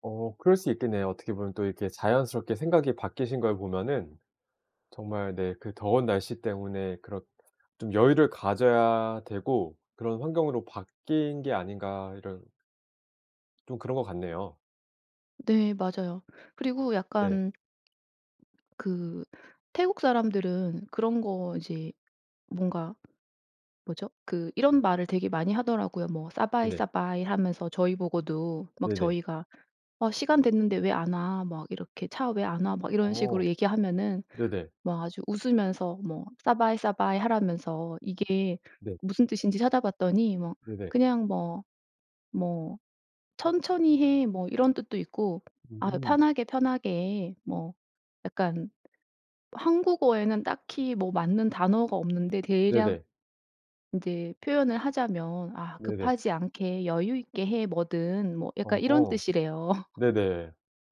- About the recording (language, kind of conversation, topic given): Korean, podcast, 여행 중 낯선 사람에게서 문화 차이를 배웠던 경험을 이야기해 주실래요?
- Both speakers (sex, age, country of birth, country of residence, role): female, 55-59, South Korea, South Korea, guest; male, 40-44, South Korea, South Korea, host
- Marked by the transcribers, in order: other background noise; in Thai: "สบาย สบาย"; in Thai: "สบาย สบาย"; tapping; laugh